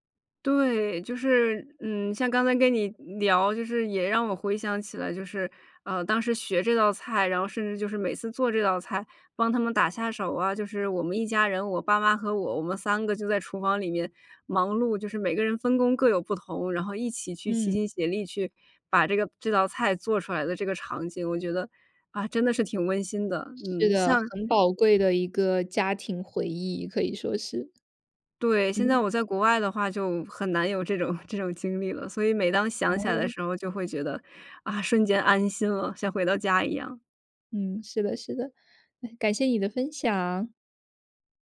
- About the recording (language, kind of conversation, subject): Chinese, podcast, 家里哪道菜最能让你瞬间安心，为什么？
- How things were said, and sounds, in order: laughing while speaking: "这种 这种经历了"